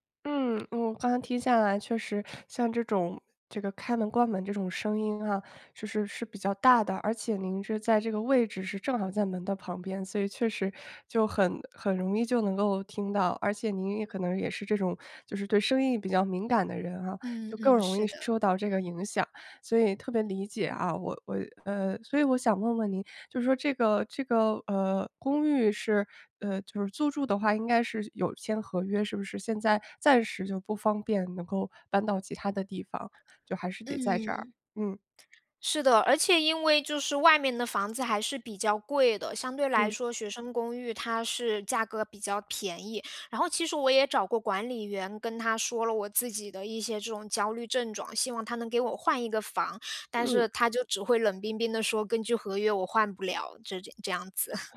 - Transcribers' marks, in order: chuckle
- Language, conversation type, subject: Chinese, advice, 我怎么才能在家更容易放松并享受娱乐？